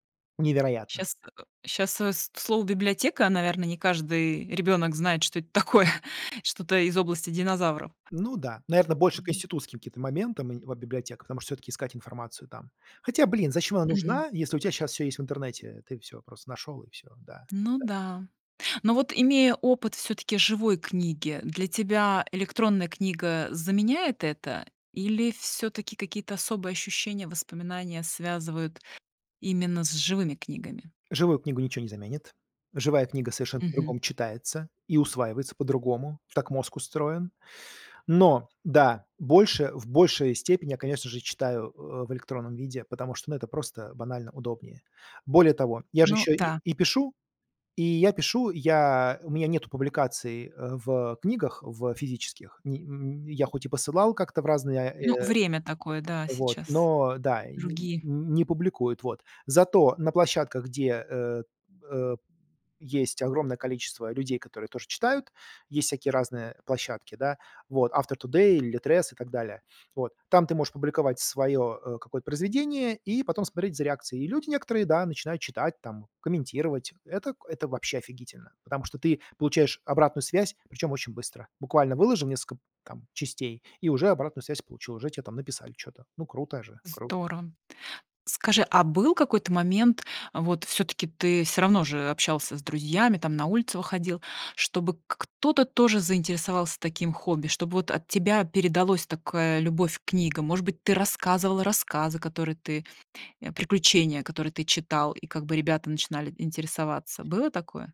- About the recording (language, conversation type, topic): Russian, podcast, Помнишь момент, когда что‑то стало действительно интересно?
- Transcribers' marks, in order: chuckle; tapping